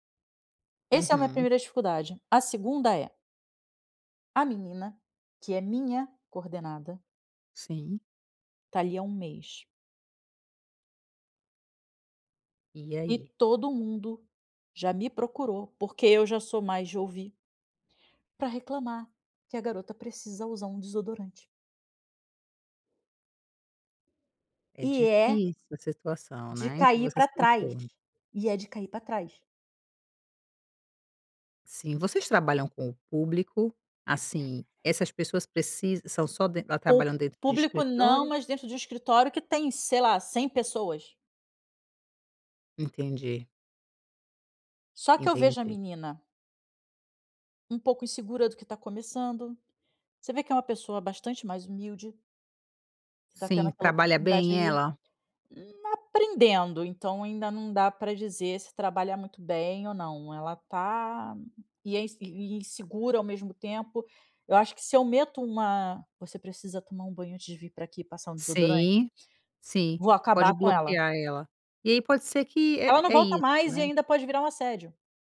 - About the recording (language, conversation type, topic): Portuguese, advice, Como dar um feedback difícil sem ofender?
- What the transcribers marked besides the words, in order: none